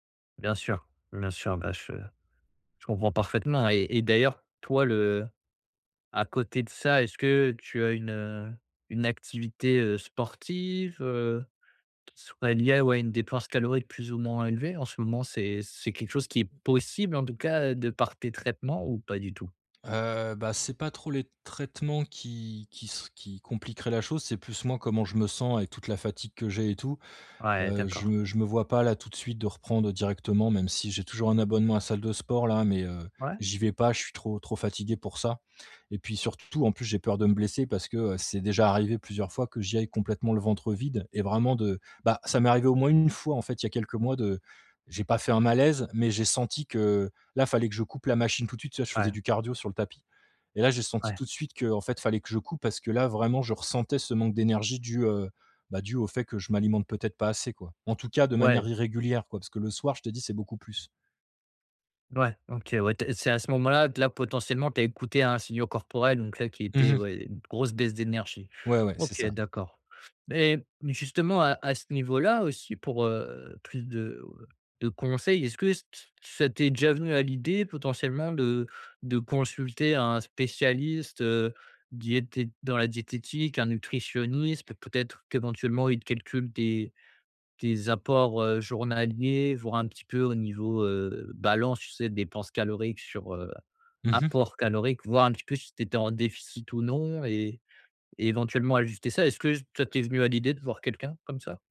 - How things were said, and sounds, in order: stressed: "possible"; other background noise
- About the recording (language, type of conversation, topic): French, advice, Comment savoir si j’ai vraiment faim ou si c’est juste une envie passagère de grignoter ?